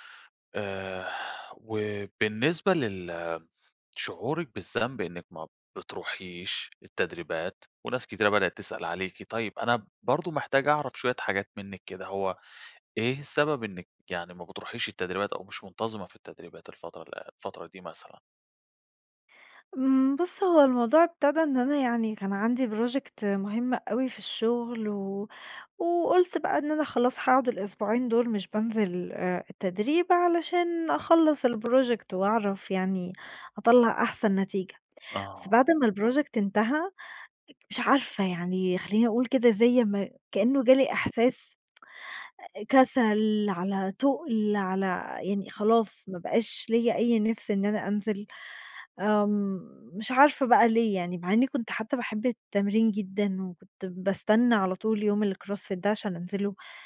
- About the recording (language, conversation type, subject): Arabic, advice, إزاي أتعامل مع إحساس الذنب بعد ما فوّت تدريبات كتير؟
- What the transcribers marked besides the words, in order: sigh; in English: "project"; in English: "الproject"; in English: "الproject"; other background noise; tsk; in English: "الcross fit"